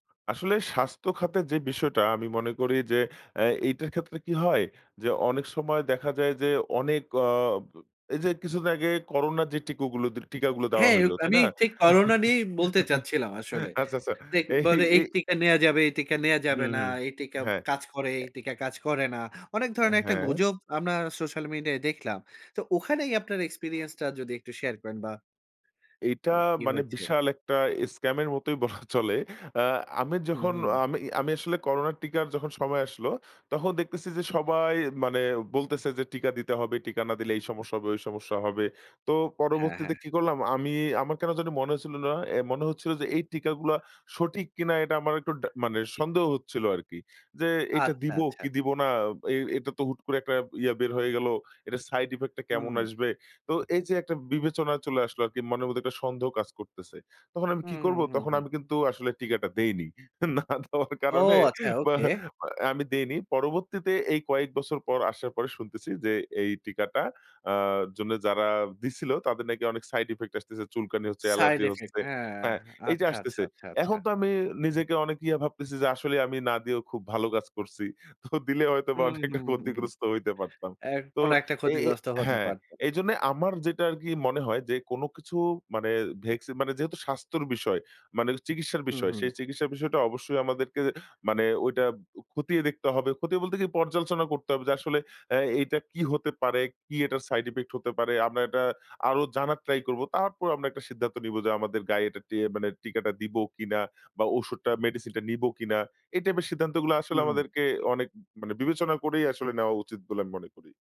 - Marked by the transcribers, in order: giggle; laughing while speaking: "এই, এই"; laughing while speaking: "বলা চলে"; laughing while speaking: "না দেওয়ার কারণে মা মানে আমি দেইনি"; laughing while speaking: "তো দিলে হয়তোবা আমি একটা ক্ষতিগ্রস্ত হইতে পারতাম"; tapping
- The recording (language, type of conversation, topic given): Bengali, podcast, আপনি অনলাইনে ভুয়া খবর কীভাবে চিনবেন?